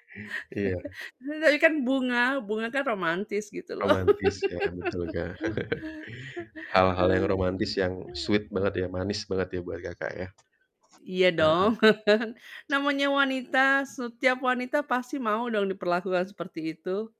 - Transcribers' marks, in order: laugh; chuckle; laugh; in English: "sweet"; other background noise; laugh
- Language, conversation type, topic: Indonesian, unstructured, Apa momen paling membahagiakan yang pernah kamu alami bersama keluarga?